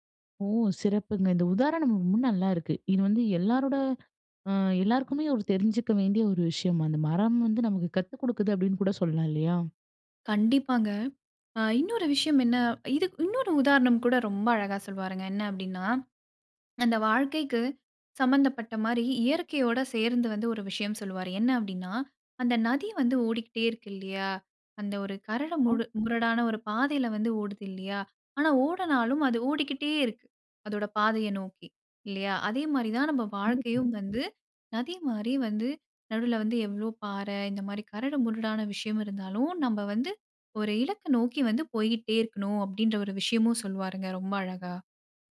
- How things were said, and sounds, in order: "ரொம்ப" said as "ம்ம"; other background noise; "ஓடுனாலும்" said as "ஓடனாலும்"
- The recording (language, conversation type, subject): Tamil, podcast, ஒரு மரத்திடம் இருந்து என்ன கற்க முடியும்?